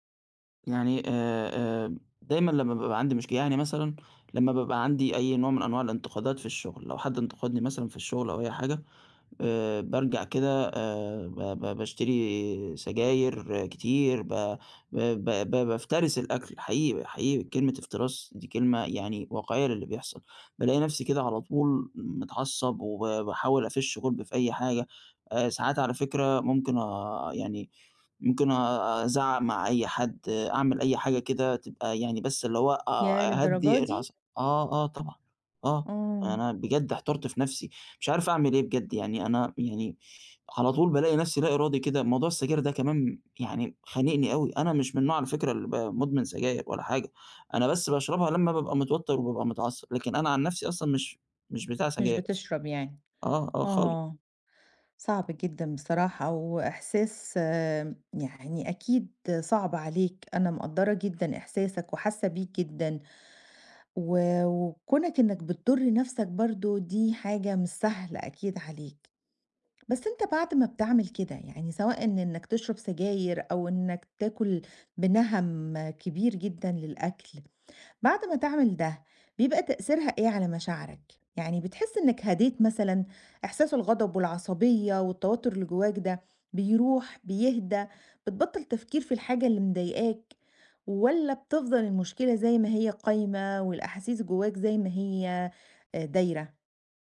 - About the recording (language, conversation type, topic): Arabic, advice, إزاي بتلاقي نفسك بتلجأ للكحول أو لسلوكيات مؤذية كل ما تتوتر؟
- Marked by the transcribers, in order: none